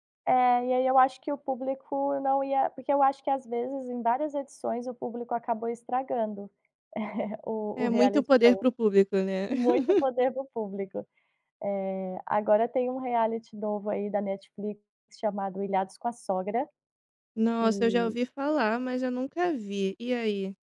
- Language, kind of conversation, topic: Portuguese, podcast, Por que os programas de reality show prendem tanta gente?
- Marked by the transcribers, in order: chuckle; in English: "reality show"; chuckle; in English: "reality"